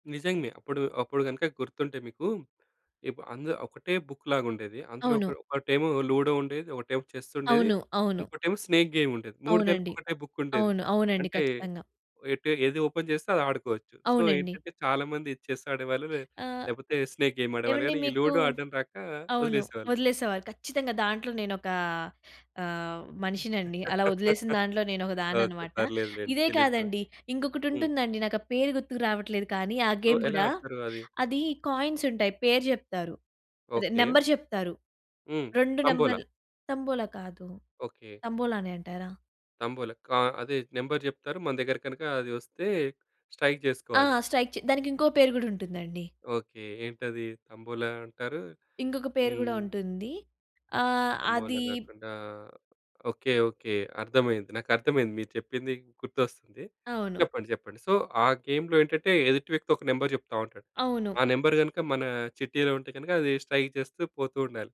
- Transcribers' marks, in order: in English: "బుక్"; in English: "లూడో"; in English: "స్నేక్"; in English: "ఓపెన్"; in English: "సో"; in English: "చెస్"; in English: "స్నేక్ గేమ్"; in English: "లూడో"; laugh; in English: "సో"; in English: "గేమ్"; in English: "కాయిన్స్"; in English: "స్ట్రైక్"; in English: "స్ట్రైక్"; in English: "సో"; in English: "గేమ్‌లో"; in English: "స్ట్రైక్"
- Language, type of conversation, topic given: Telugu, podcast, చిన్నప్పట్లో మీకు ఇష్టమైన ఆట ఏది?